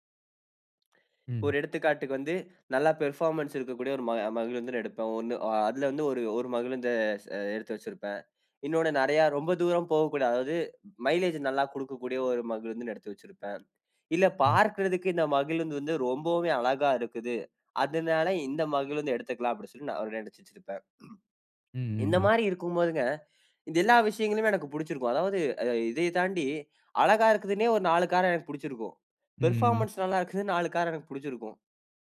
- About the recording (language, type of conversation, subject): Tamil, podcast, அதிக விருப்பங்கள் ஒரே நேரத்தில் வந்தால், நீங்கள் எப்படி முடிவு செய்து தேர்வு செய்கிறீர்கள்?
- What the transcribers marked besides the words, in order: inhale; in English: "பெர்ஃபார்மன்ஸ்"; throat clearing; in English: "பெர்ஃபார்மன்ஸ்"; laughing while speaking: "நல்லா இருக்குதுன்னு"; drawn out: "ம்"